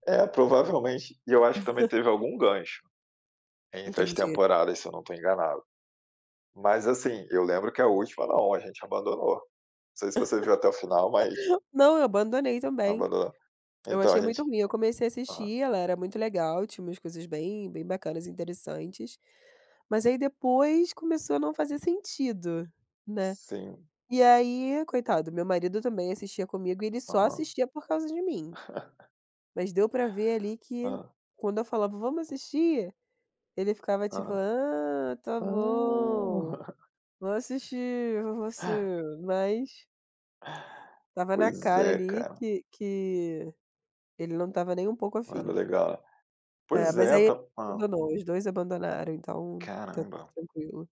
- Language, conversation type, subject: Portuguese, unstructured, Como você decide entre assistir a um filme ou a uma série?
- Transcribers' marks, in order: chuckle; laugh; other background noise; tapping; chuckle; chuckle; put-on voice: "Ah, está bom, vamos assistir você"; unintelligible speech